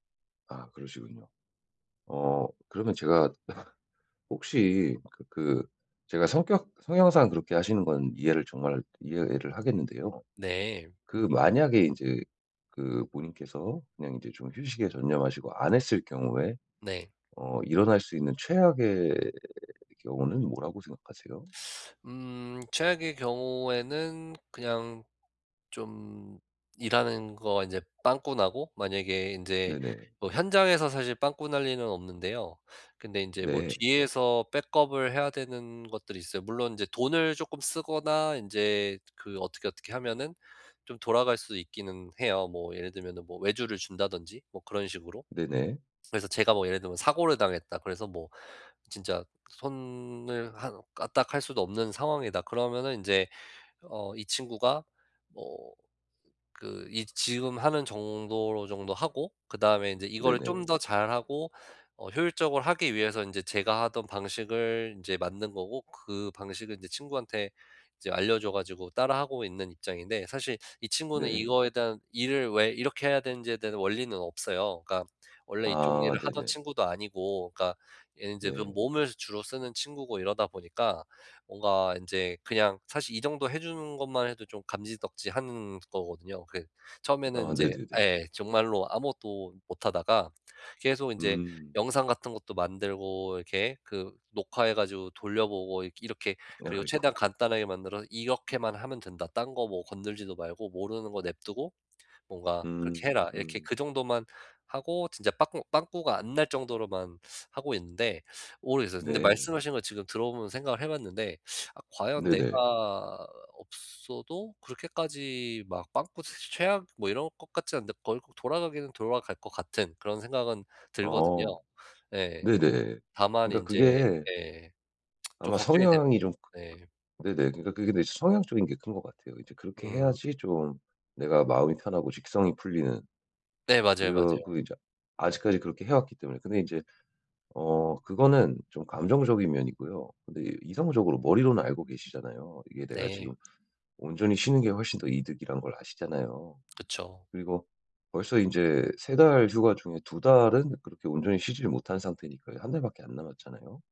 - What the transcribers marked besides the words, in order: cough; put-on voice: "백업을"; other background noise; tsk; tapping
- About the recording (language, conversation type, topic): Korean, advice, 효과적으로 휴식을 취하려면 어떻게 해야 하나요?